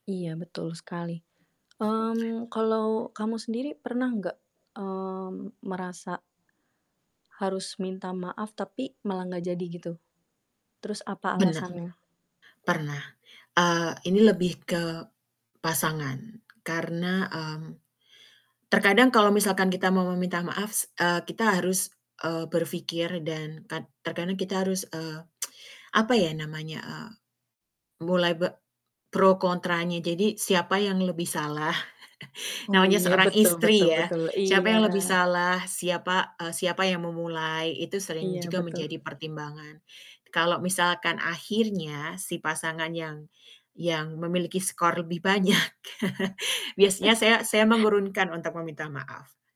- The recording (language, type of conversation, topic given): Indonesian, unstructured, Mengapa terkadang sangat sulit untuk meminta maaf saat kita berbuat salah?
- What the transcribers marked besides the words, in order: tapping; static; other background noise; tsk; chuckle; laughing while speaking: "banyak"; chuckle